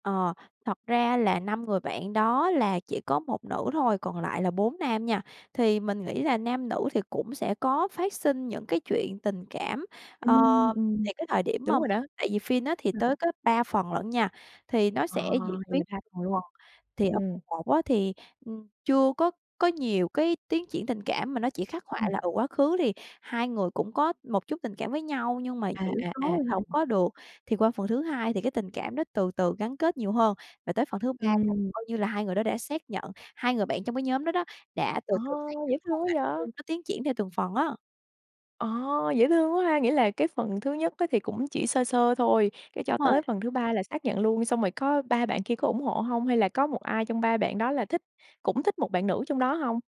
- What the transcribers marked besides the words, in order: tapping
- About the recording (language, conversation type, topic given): Vietnamese, podcast, Bạn có thể kể về bộ phim bạn xem đi xem lại nhiều nhất không?